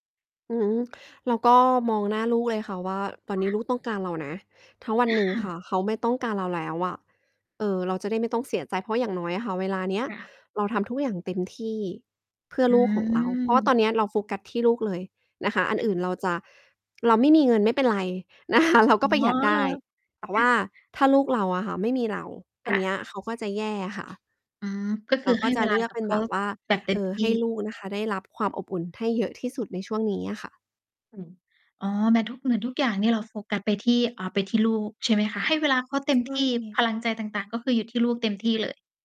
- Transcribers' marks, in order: distorted speech; other background noise; other noise
- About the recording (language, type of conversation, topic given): Thai, podcast, คุณหาแรงบันดาลใจยังไงเวลาที่อยากสร้างอะไรใหม่ ๆ?